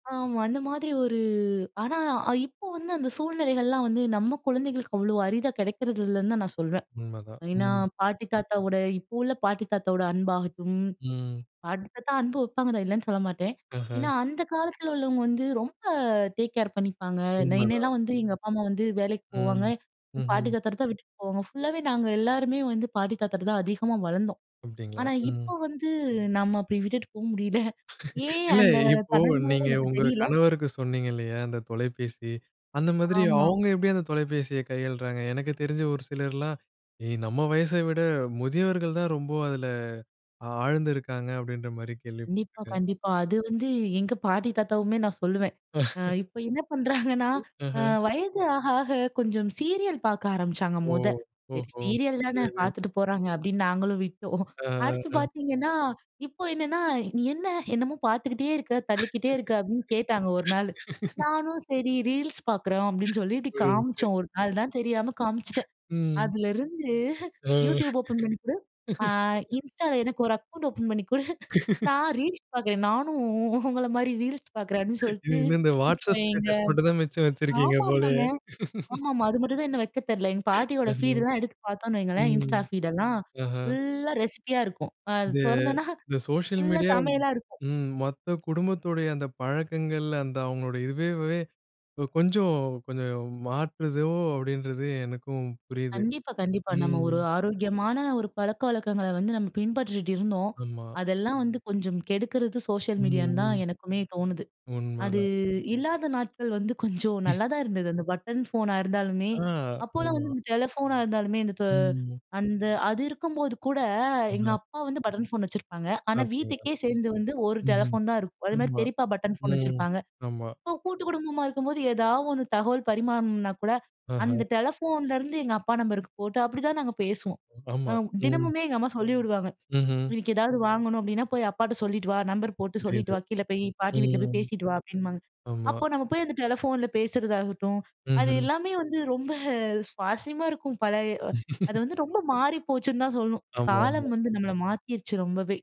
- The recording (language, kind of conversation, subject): Tamil, podcast, நீங்கள் உங்கள் குடும்பத்துடன் ஆரோக்கியமான பழக்கங்களை எப்படிப் பகிர்ந்து கொள்கிறீர்கள்?
- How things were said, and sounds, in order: other noise; other background noise; horn; in English: "டேக் கேர்"; chuckle; chuckle; laughing while speaking: "இப்ப என்ன பண்றாங்கன்னா"; laugh; laughing while speaking: "அதிலிருந்து"; laugh; chuckle; chuckle; chuckle; in English: "ஃபீடுலாம்"; unintelligible speech; in English: "ஃபீடெல்லாம்"; in English: "ரெசிப்பியா"; chuckle; unintelligible speech; chuckle